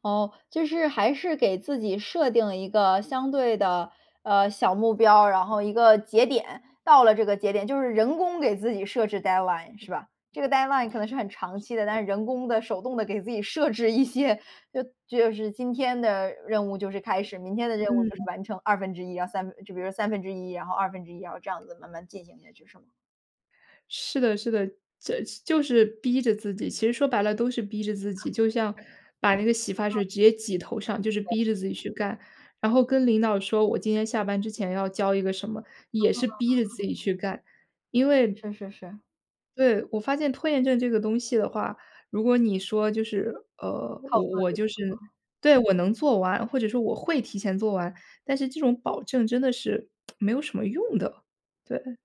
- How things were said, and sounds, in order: in English: "deadline"; in English: "deadline"; other background noise; laughing while speaking: "设置一些"; lip smack
- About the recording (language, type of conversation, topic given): Chinese, podcast, 你是如何克服拖延症的，可以分享一些具体方法吗？